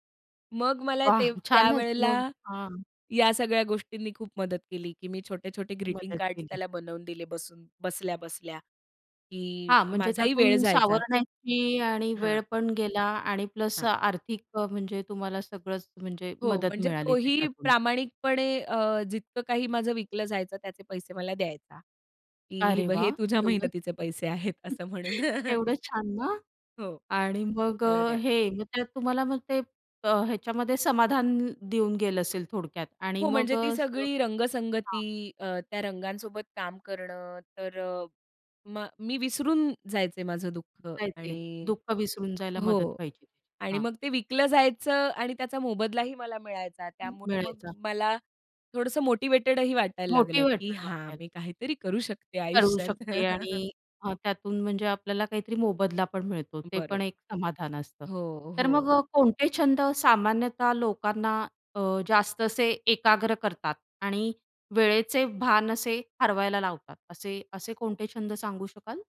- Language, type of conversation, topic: Marathi, podcast, तुम्ही छंद जोपासताना वेळ कसा विसरून जाता?
- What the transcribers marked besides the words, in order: laughing while speaking: "वाह! छानच"; chuckle; laughing while speaking: "म्हणून"; chuckle; other background noise; laughing while speaking: "आयुष्यात"; chuckle